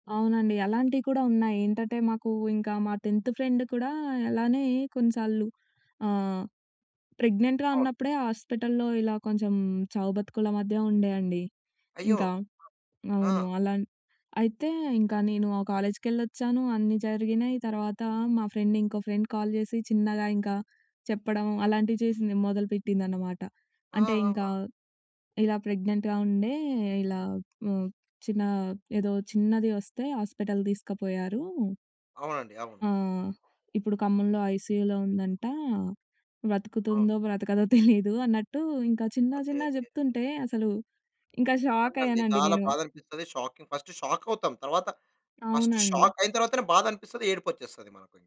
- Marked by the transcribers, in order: in English: "టెన్త్ ఫ్రెండ్"; in English: "ప్రెగ్నెంట్‌గా"; in English: "హాస్పిటల్‌లో"; other background noise; in English: "ఫ్రెండ్"; in English: "ఫ్రెండ్ కాల్"; in English: "ప్రెగ్నెంట్‌గా"; in English: "ఆస్పిటల్"; in English: "ఐసీయూలో"; laughing while speaking: "తెలీదు"; in English: "షాకింగ్"
- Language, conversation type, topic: Telugu, podcast, సున్నితమైన విషయాల గురించి మాట్లాడేటప్పుడు మీరు ఎలా జాగ్రత్తగా వ్యవహరిస్తారు?